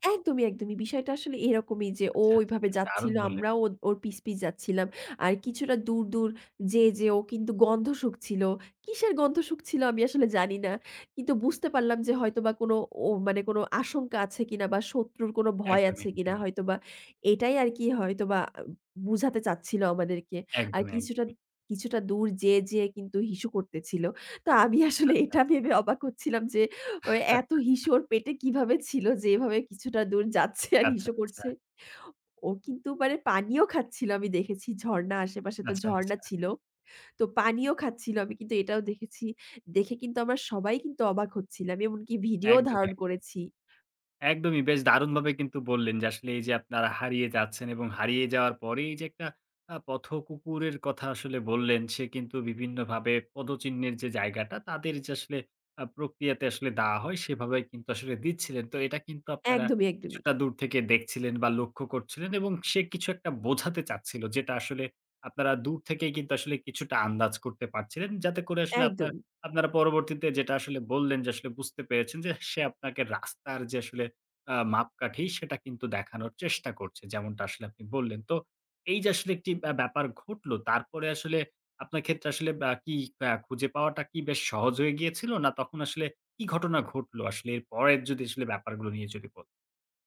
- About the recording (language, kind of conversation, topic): Bengali, podcast, কোথাও হারিয়ে যাওয়ার পর আপনি কীভাবে আবার পথ খুঁজে বের হয়েছিলেন?
- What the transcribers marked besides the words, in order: other background noise; laughing while speaking: "আমি আসলে এটা ভেবে অবাক হচ্ছিলাম যে"; chuckle; laughing while speaking: "যাচ্ছে আর হিসু করছে"; tapping